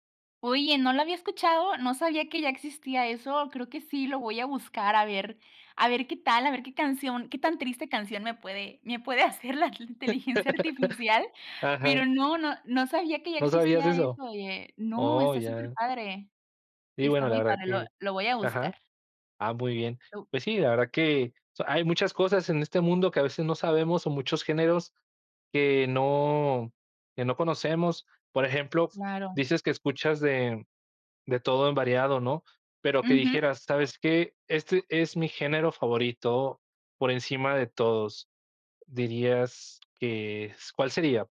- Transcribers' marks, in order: laugh; laughing while speaking: "hacer la inteligencia artificial"
- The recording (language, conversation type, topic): Spanish, podcast, ¿Cómo te afecta el idioma de la música que escuchas?